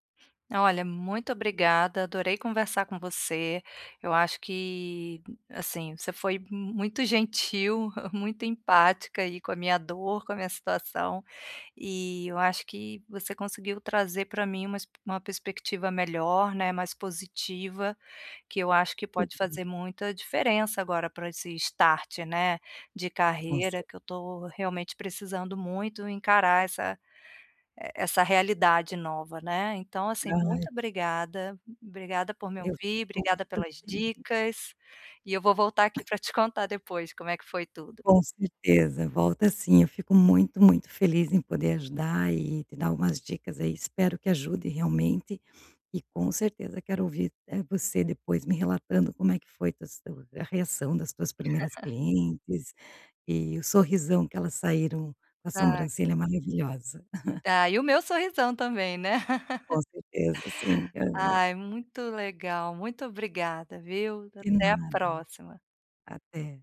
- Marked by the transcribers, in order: other background noise; chuckle; tapping; unintelligible speech; in English: "start"; sniff; chuckle; chuckle; laugh
- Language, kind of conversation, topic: Portuguese, advice, Como posso parar de ter medo de errar e começar a me arriscar para tentar coisas novas?